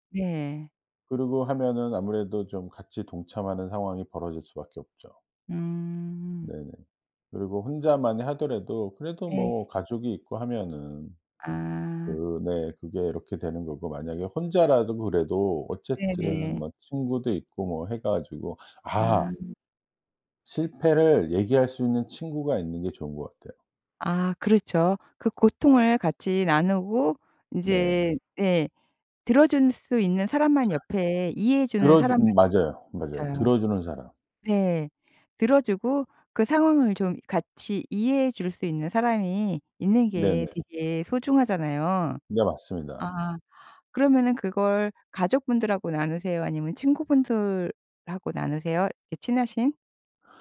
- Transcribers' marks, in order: "들어줄" said as "들어준"
- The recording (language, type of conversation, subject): Korean, podcast, 실패로 인한 죄책감은 어떻게 다스리나요?